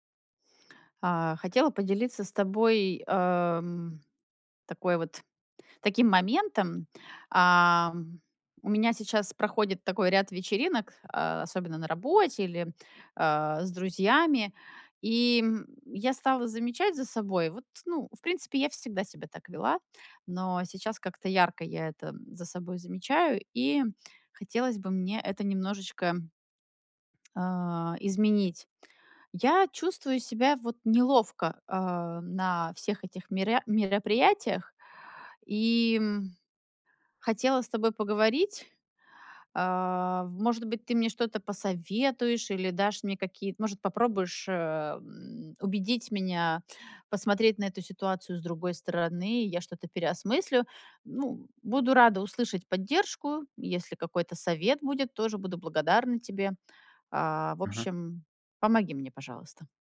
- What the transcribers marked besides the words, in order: none
- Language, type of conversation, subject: Russian, advice, Как справиться с неловкостью на вечеринках и в разговорах?